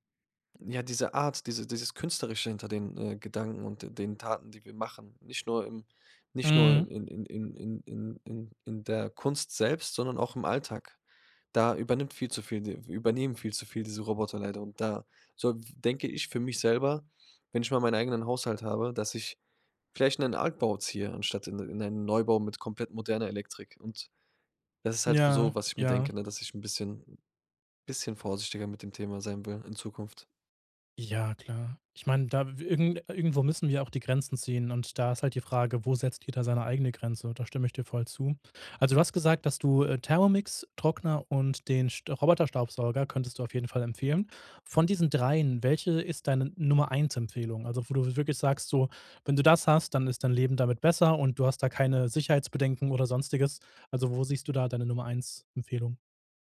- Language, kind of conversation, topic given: German, podcast, Wie beeinflusst ein Smart-Home deinen Alltag?
- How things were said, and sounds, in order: none